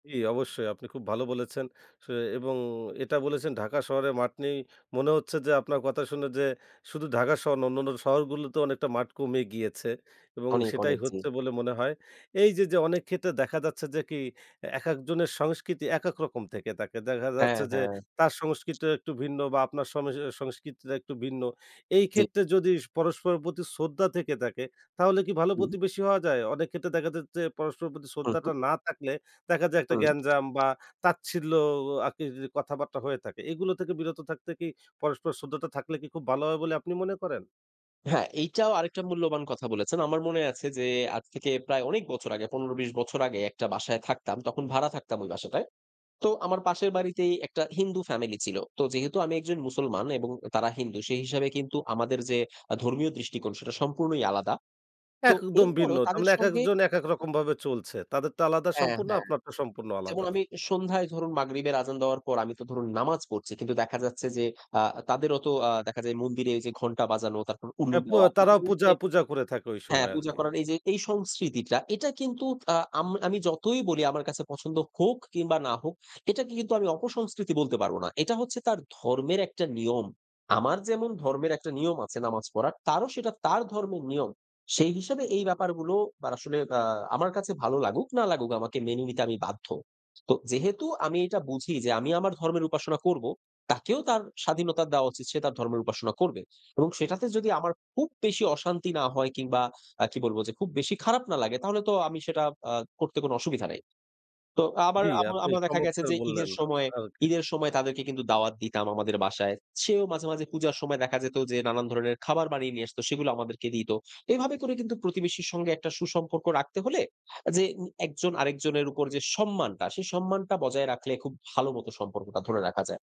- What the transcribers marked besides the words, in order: other background noise
- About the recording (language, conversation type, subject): Bengali, podcast, আপনি কীভাবে ভালো প্রতিবেশী হতে পারেন?